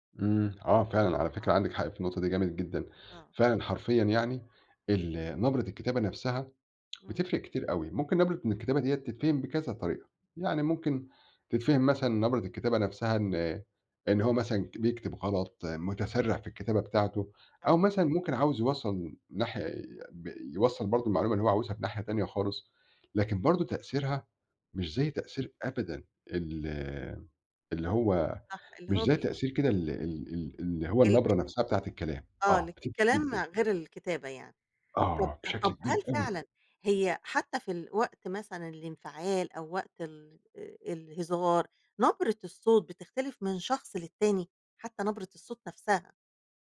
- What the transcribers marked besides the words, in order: other background noise; unintelligible speech
- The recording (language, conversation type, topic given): Arabic, podcast, ليه نبرة الصوت بتسبب سوء فهم أكتر من الكلام نفسه؟